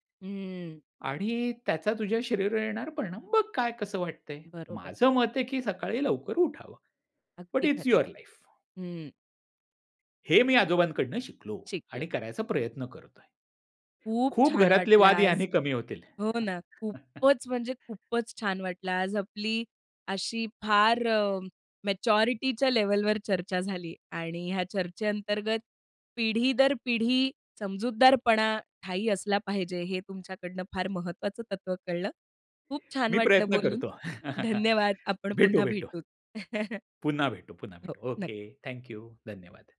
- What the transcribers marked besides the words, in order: in English: "बट इट्स युअर लाईफ"; chuckle; laughing while speaking: "धन्यवाद आपण पुन्हा भेटू"; chuckle
- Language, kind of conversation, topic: Marathi, podcast, तुमच्या पिढीकडून तुम्हाला मिळालेली सर्वात मोठी शिकवण काय आहे?